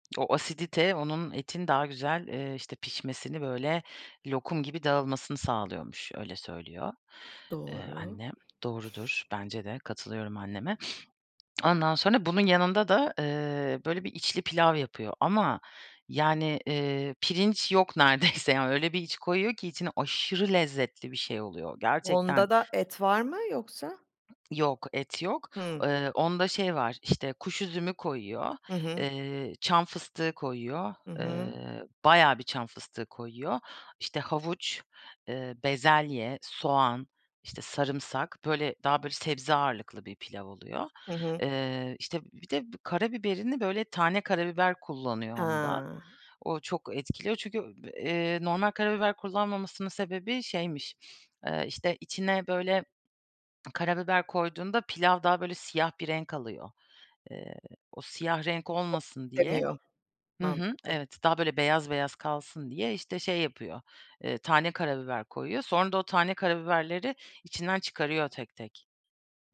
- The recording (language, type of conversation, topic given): Turkish, podcast, Evinizde özel günlerde yaptığınız bir yemek geleneği var mı?
- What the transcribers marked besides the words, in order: other background noise; tapping; other noise; laughing while speaking: "neredeyse"; stressed: "aşırı"; drawn out: "Ha"